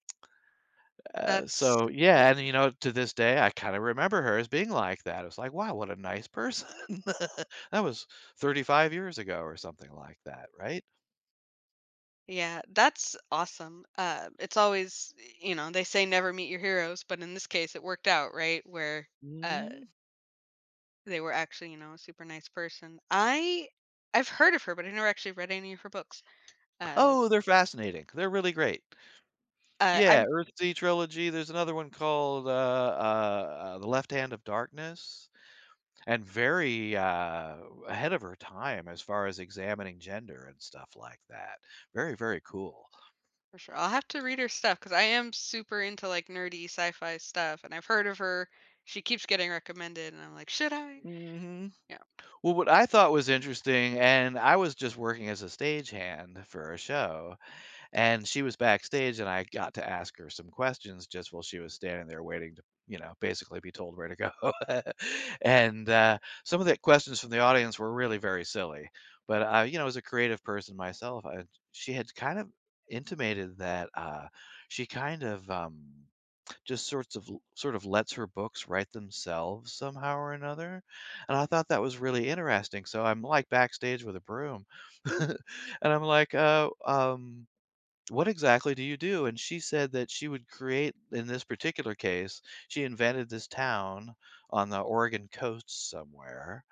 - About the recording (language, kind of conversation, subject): English, unstructured, How can friendships be maintained while prioritizing personal goals?
- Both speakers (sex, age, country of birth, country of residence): female, 30-34, United States, United States; male, 60-64, United States, United States
- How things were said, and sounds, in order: laughing while speaking: "person"; laugh; tapping; other background noise; laughing while speaking: "go"; chuckle; chuckle